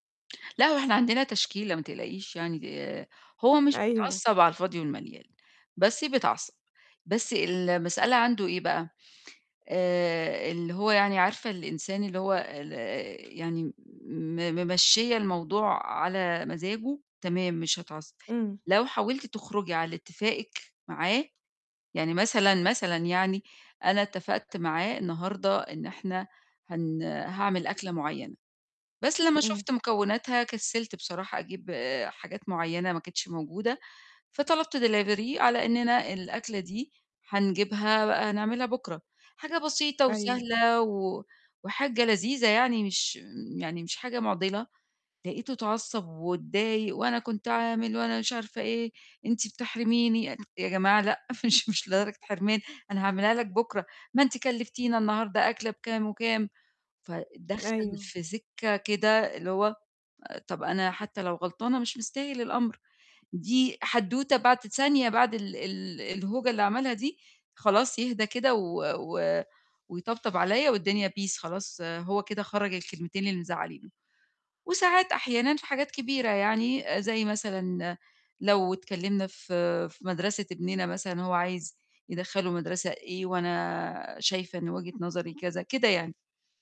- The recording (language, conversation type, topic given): Arabic, advice, إزاي أتكلم مع شريكي وقت الخلاف من غير ما المشاعر تعلى وتبوّظ علاقتنا؟
- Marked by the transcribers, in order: distorted speech; in English: "delivery"; tapping; put-on voice: "وأنا كنت عامل وأنا مش عارفة إيه، أنتِ بتحرميني"; put-on voice: "ما أنتِ كلّفتينا النهارده أكلة بكام وكام"; other background noise; in English: "peace"